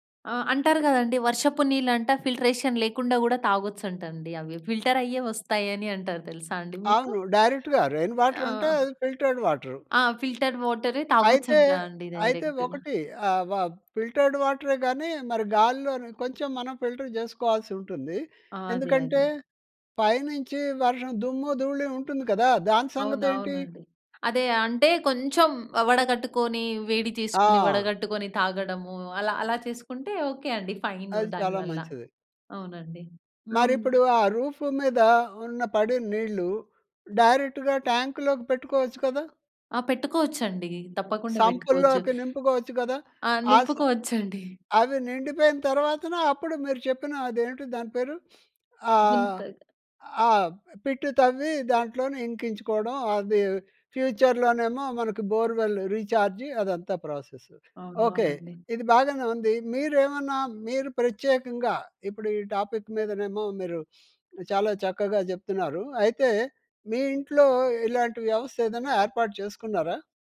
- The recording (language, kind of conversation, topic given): Telugu, podcast, వర్షపు నీటిని సేకరించడానికి మీకు తెలియిన సులభమైన చిట్కాలు ఏమిటి?
- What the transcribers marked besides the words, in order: in English: "ఫిల్ట్రేషన్"; in English: "ఫిల్టర్"; in English: "డైరెక్ట్‌గా రెయిన్ వాటర్"; other background noise; in English: "ఫిల్టర్డ్"; in English: "ఫిల్టర్డ్ వాటర్"; in English: "డైరెక్ట్‌గా"; in English: "వా ఫిల్టర్డ్"; in English: "ఫిల్టర్"; in English: "ఫైన్"; in English: "రూఫ్"; in English: "డైరెక్ట్‌గా"; laugh; in English: "పిట్"; in English: "ఫ్యూచర్‌లోనేమో"; in English: "బోర్వెల్"; in English: "ప్రాసెస్"; in English: "టాపిక్"